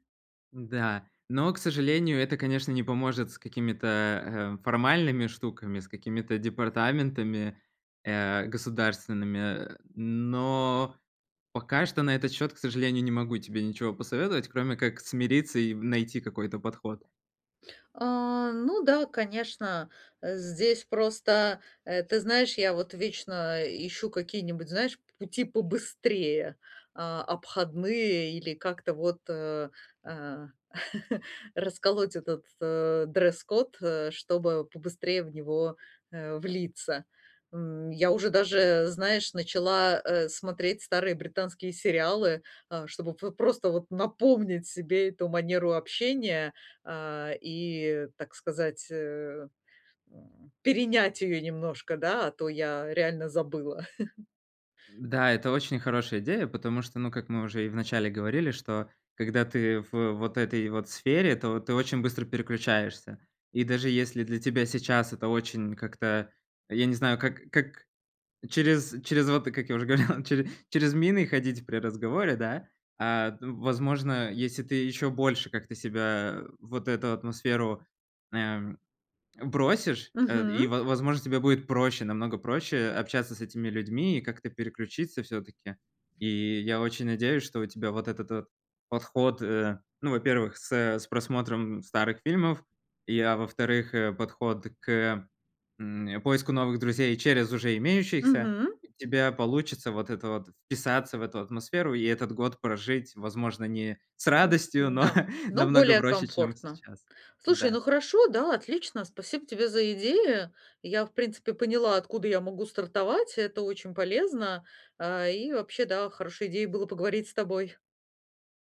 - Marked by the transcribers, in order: chuckle; chuckle; chuckle; other background noise; other noise; chuckle
- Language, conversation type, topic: Russian, advice, Как быстрее и легче привыкнуть к местным обычаям и культурным нормам?